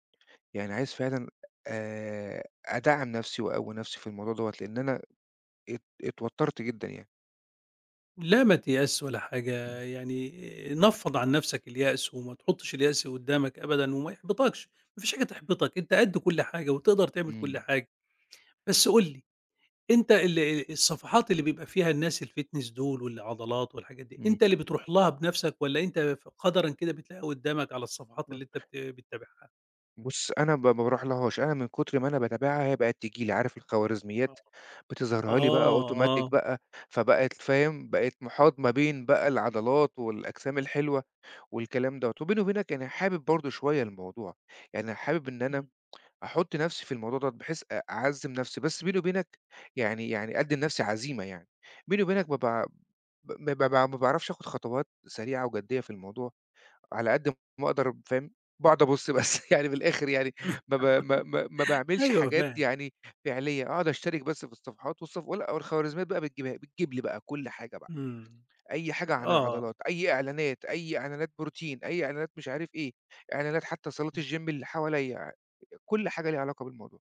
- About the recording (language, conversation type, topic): Arabic, advice, إزّاي بتوصف/ي قلقك من إنك تقارن/ي جسمك بالناس على السوشيال ميديا؟
- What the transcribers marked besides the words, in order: in English: "الfitness"; unintelligible speech; in English: "automatic"; laugh; laugh; tapping; in English: "الgym"